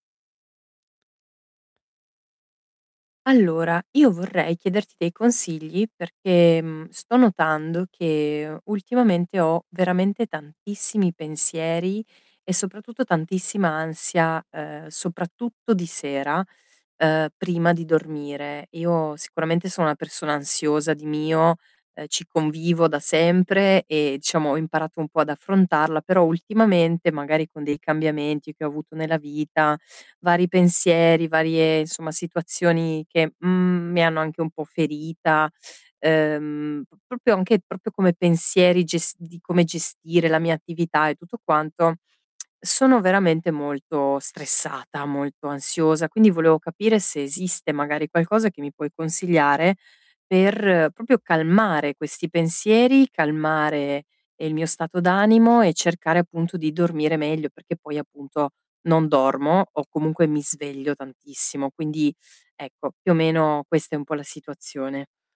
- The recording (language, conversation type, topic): Italian, advice, Come posso calmare i pensieri e l’ansia la sera?
- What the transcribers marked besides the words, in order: tapping; "proprio" said as "propio"; "proprio" said as "propio"; lip smack; "proprio" said as "propio"